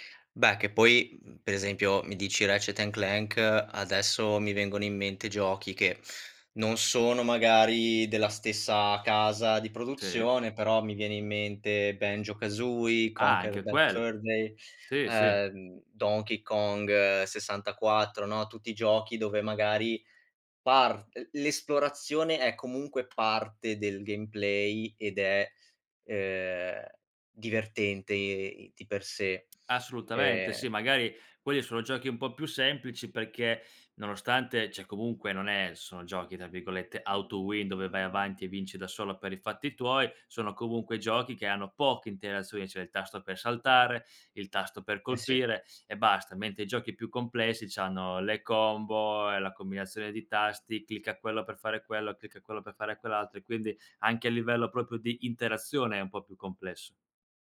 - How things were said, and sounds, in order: tapping; in English: "gameplay"; "cioè" said as "ceh"; in English: "auto-win"; "proprio" said as "propio"
- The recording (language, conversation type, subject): Italian, podcast, Quale hobby ti fa dimenticare il tempo?